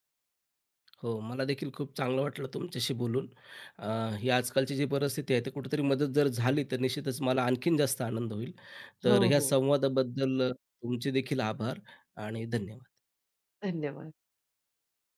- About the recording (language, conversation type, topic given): Marathi, podcast, अनेक पर्यायांमुळे होणारा गोंधळ तुम्ही कसा दूर करता?
- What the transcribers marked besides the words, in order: tapping